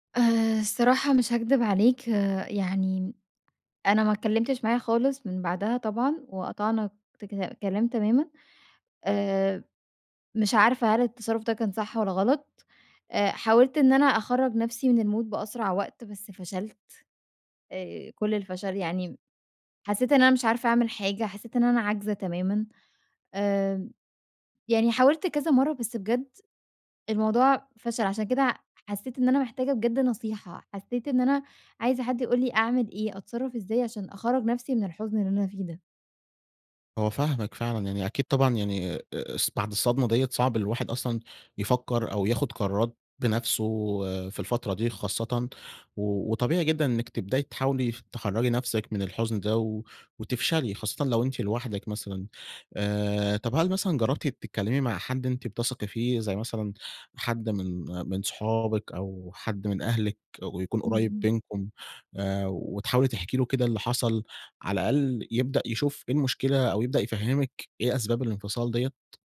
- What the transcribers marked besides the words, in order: tapping; in English: "المود"
- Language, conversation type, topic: Arabic, advice, إزاي أتعامل مع حزن شديد بعد انفصال مفاجئ؟